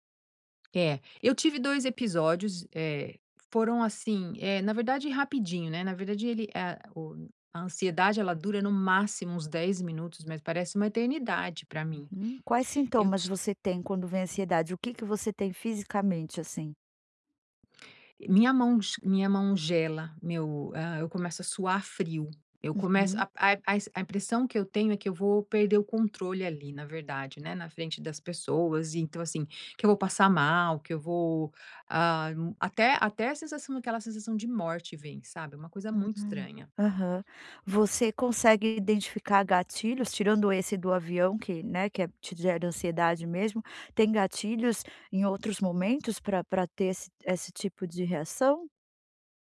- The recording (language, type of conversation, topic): Portuguese, advice, Como posso reconhecer minha ansiedade sem me julgar quando ela aparece?
- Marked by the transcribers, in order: tapping; unintelligible speech